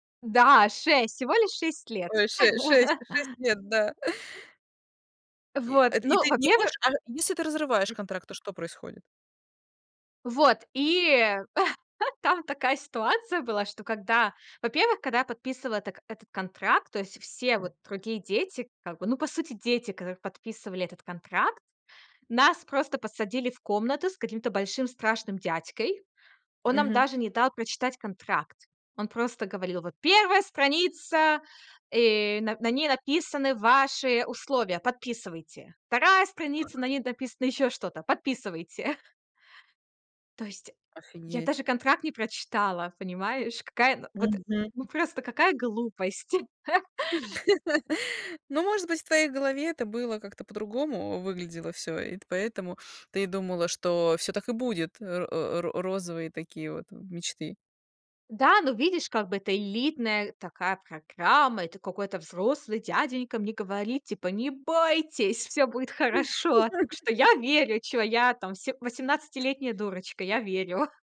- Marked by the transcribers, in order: chuckle; other background noise; other noise; chuckle; laughing while speaking: "Подписывайте"; chuckle; laugh; put-on voice: "Не бойтесь, всё будет хорошо"; laugh; laughing while speaking: "верю"
- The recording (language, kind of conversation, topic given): Russian, podcast, Чему научила тебя первая серьёзная ошибка?